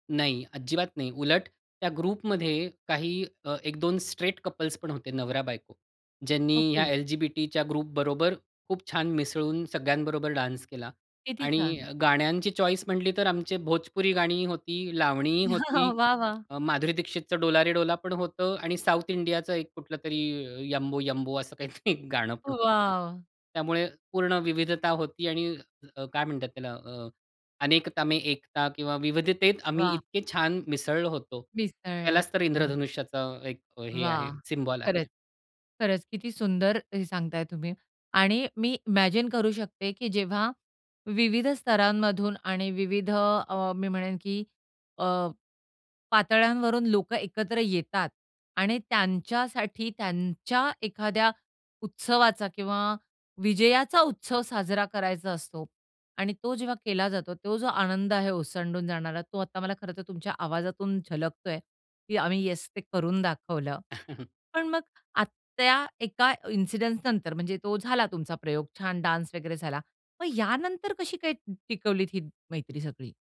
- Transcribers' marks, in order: in English: "ग्रुपमध्ये"; in English: "स्ट्रेट"; in English: "ग्रुपबरोबर"; in English: "डान्स"; in English: "चॉईस"; chuckle; laughing while speaking: "वाह! वाह!"; laughing while speaking: "असं काहीतरी एक गाणं पण होत"; joyful: "वाव!"; tapping; in English: "इमॅजिन"; chuckle; in English: "डान्स"
- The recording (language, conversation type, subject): Marathi, podcast, छंदांमुळे तुम्हाला नवीन ओळखी आणि मित्र कसे झाले?